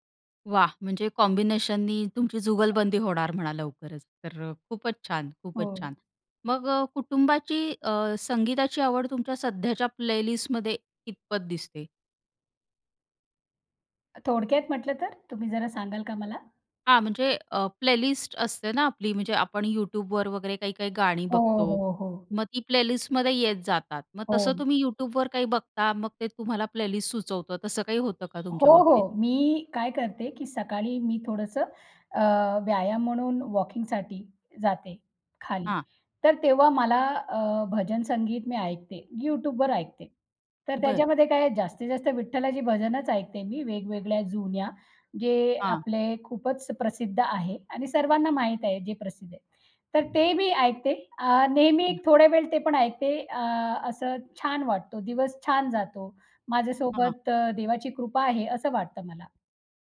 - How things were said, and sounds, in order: in English: "कॉम्बिनेशननी"; tapping; in English: "प्लेलिस्टमध्ये"; in English: "प्लेलिस्ट"; in English: "प्लेलिस्टमध्ये"; in English: "प्लेलिस्ट"; in English: "वॉकिंगसाठी"; other background noise
- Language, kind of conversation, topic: Marathi, podcast, तुमच्या संगीताच्या आवडीवर कुटुंबाचा किती आणि कसा प्रभाव पडतो?